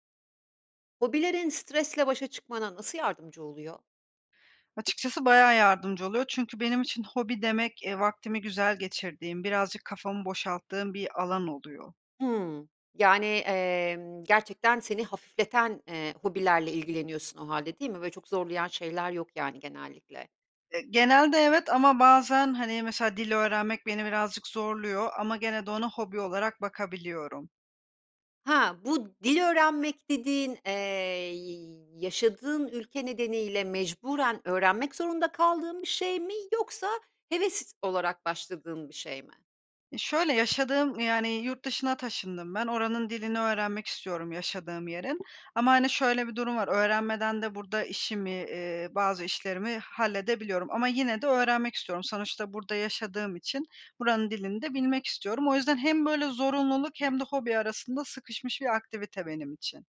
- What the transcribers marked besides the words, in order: other background noise
- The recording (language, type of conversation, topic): Turkish, podcast, Hobiler stresle başa çıkmana nasıl yardımcı olur?